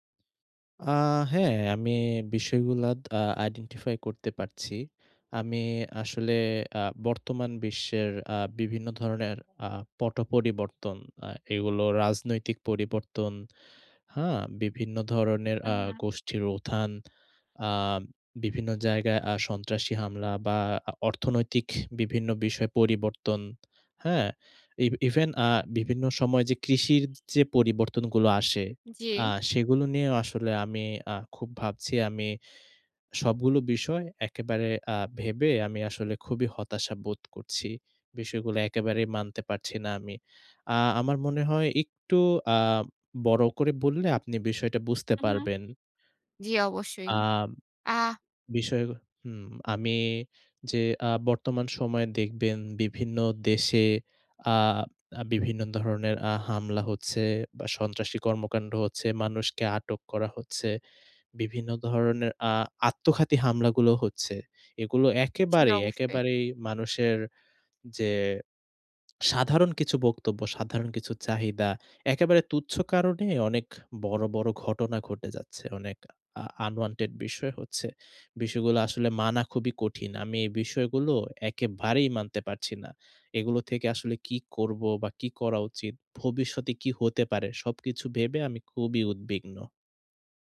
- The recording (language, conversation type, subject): Bengali, advice, বৈশ্বিক সংকট বা রাজনৈতিক পরিবর্তনে ভবিষ্যৎ নিয়ে আপনার উদ্বেগ কী?
- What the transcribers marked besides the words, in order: horn; stressed: "আত্মঘাতী"; in English: "unwanted"